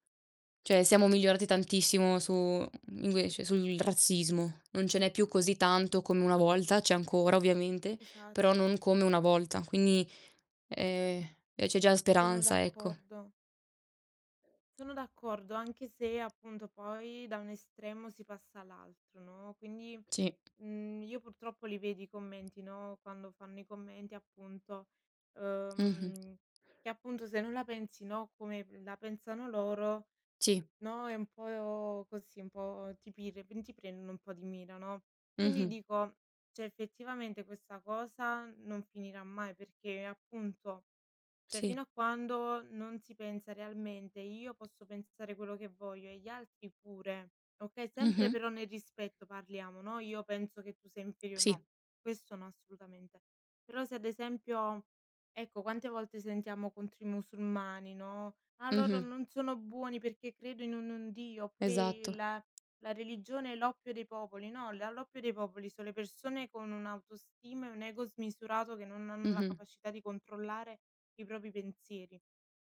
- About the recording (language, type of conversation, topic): Italian, unstructured, Qual è l’impatto del razzismo nella vita quotidiana?
- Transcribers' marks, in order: tapping; other background noise; drawn out: "ehm"; drawn out: "po'"; unintelligible speech; "cioè" said as "ceh"; "cioè" said as "ceh"; "propri" said as "propi"